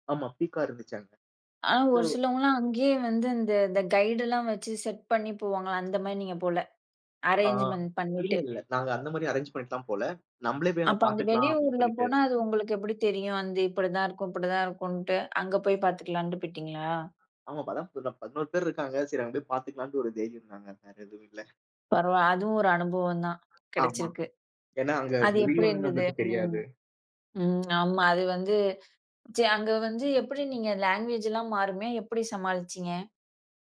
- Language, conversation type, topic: Tamil, podcast, உங்களுக்கு மறக்கவே முடியாத ஒரு பயணம் எது?
- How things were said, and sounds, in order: in English: "பீக்கா"; in English: "சோ"; in English: "கைட்லாம்"; in English: "செட்"; in English: "அரேஞ்ச்மென்ட்"; in English: "அரேஞ்ச்"; other background noise; tsk; in English: "லேங்குவேஜ்"